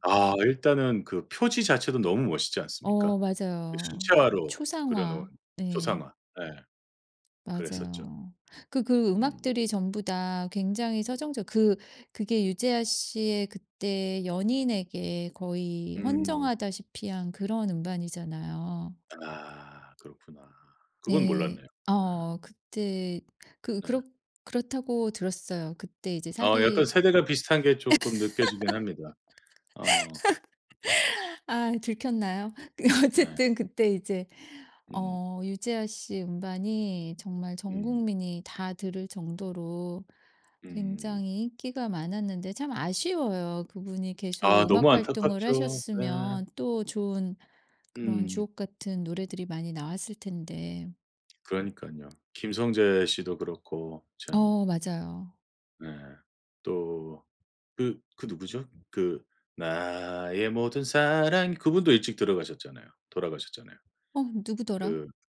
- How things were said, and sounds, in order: tapping; other background noise; laugh; laughing while speaking: "어쨌든"; singing: "나의 모든 사랑"
- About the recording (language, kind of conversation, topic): Korean, podcast, 학창 시절에 늘 듣던 노래가 있나요?